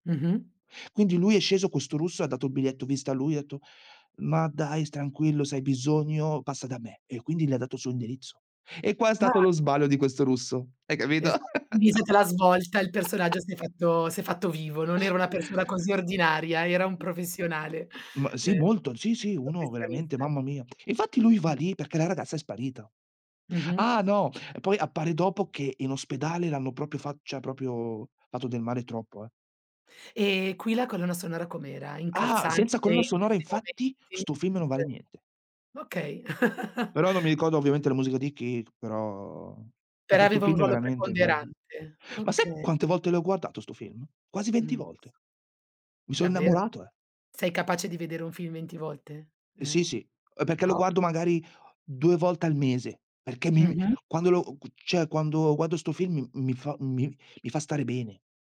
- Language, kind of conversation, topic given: Italian, podcast, Che importanza hanno, secondo te, le colonne sonore nei film?
- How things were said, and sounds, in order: "tranquillo" said as "stranquillo"; unintelligible speech; unintelligible speech; "sbaglio" said as "sballio"; laugh; chuckle; other noise; other background noise; "cioè" said as "ceh"; "proprio" said as "propio"; chuckle; drawn out: "però"; "Okay" said as "oka"; unintelligible speech; "cioè" said as "ceh"; "guardo" said as "guaddo"